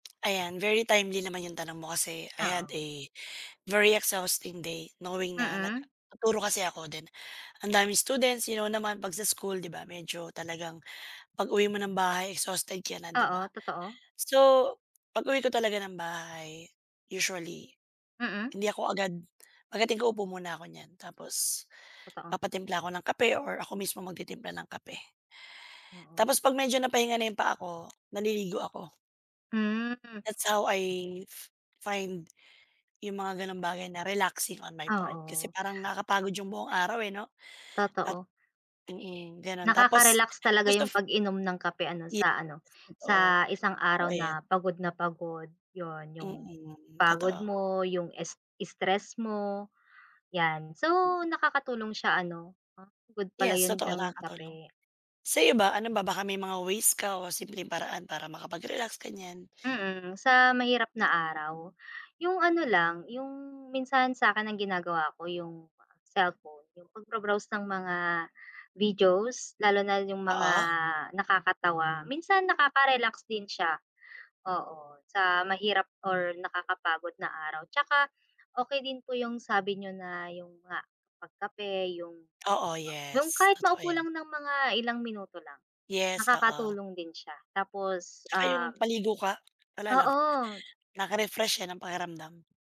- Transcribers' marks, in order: in English: "I had a very exhausting day"; in English: "exhausted"; tapping; other background noise
- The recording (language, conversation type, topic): Filipino, unstructured, Ano ang mga simpleng paraan para makapagpahinga at makapagrelaks pagkatapos ng mahirap na araw?